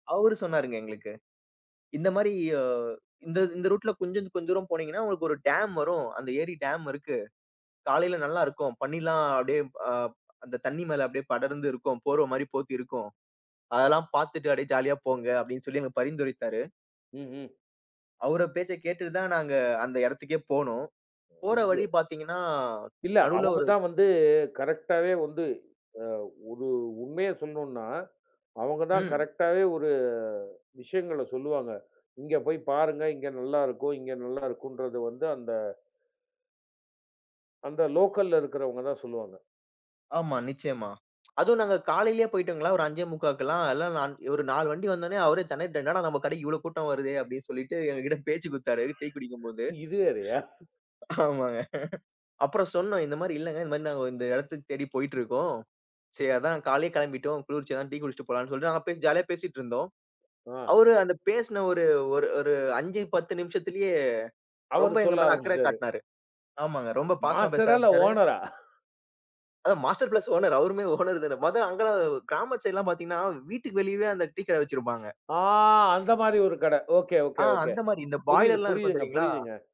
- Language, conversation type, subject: Tamil, podcast, பயணத்தின் போது உள்ளூர் மக்கள் அளித்த உதவி உங்களுக்குப் உண்மையில் எப்படி பயனானது?
- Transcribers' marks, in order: drawn out: "பாத்தீங்கன்னா"; drawn out: "ஒரு"; other background noise; in English: "லோக்கல்ல"; lip smack; laughing while speaking: "இது வேறயா?"; laughing while speaking: "எங்ககிட்ட பேச்சு குடுத்தாரு, டீ குடிக்கும் போது. ஆமாங்க"; laughing while speaking: "மாஸ்டரா? இல்ல ஓனரா?"; laughing while speaking: "அவருமே ஓனர்தானே"; drawn out: "ஆ"; in English: "பாய்லர்லாம்"